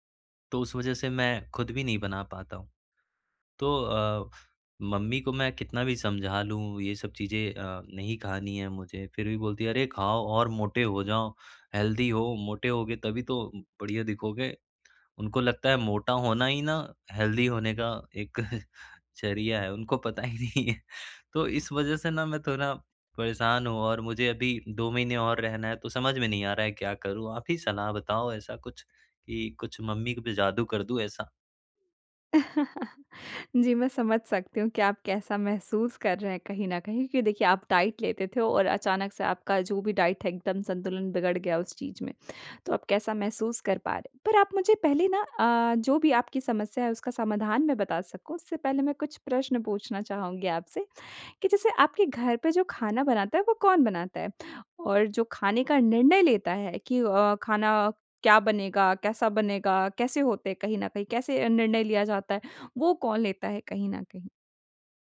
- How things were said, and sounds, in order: laughing while speaking: "एक ज़रिया है, उनको पता ही नहीं है"; laugh; in English: "डाइट"; in English: "डाइट"
- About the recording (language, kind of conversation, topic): Hindi, advice, परिवार के खाने की पसंद और अपने आहार लक्ष्यों के बीच मैं संतुलन कैसे बना सकता/सकती हूँ?
- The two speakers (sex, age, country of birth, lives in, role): female, 20-24, India, India, advisor; male, 20-24, India, India, user